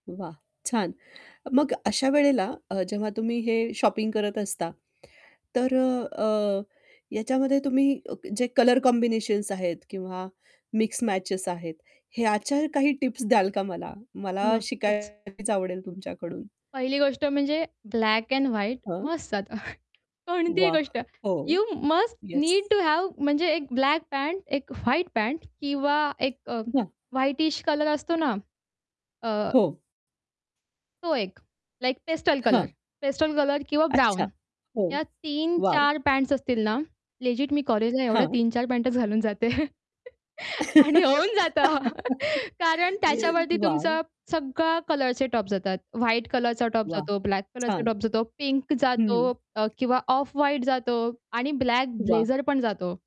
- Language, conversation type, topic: Marathi, podcast, बजेटमध्येही स्टाइल कशी कायम राखता?
- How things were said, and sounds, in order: distorted speech; in English: "शॉपिंग"; in English: "कॉम्बिनेशन्स"; tapping; chuckle; laughing while speaking: "कोणतीही गोष्ट"; other background noise; in English: "यू मस्ट नीड टू हॅव"; static; in English: "लाइक पेस्टल कलर, पेस्टल कलर"; in English: "लेजिट"; laughing while speaking: "जाते. आणि होऊन जातं"; chuckle; in English: "ऑफ व्हाईट"